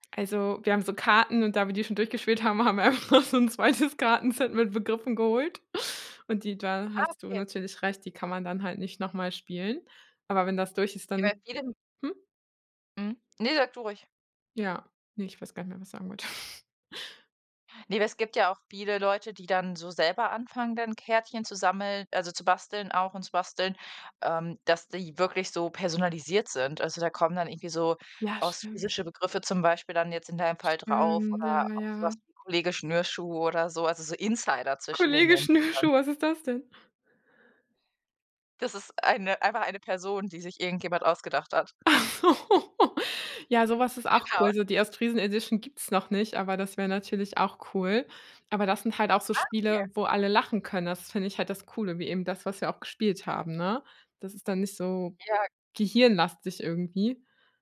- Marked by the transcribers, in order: laughing while speaking: "haben wir einfach noch so 'n"; snort; laughing while speaking: "Schnürschuh"; laugh
- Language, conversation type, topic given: German, podcast, Welche Rolle spielt Nostalgie bei deinem Hobby?
- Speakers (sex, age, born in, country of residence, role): female, 25-29, Germany, Germany, host; female, 30-34, Germany, Germany, guest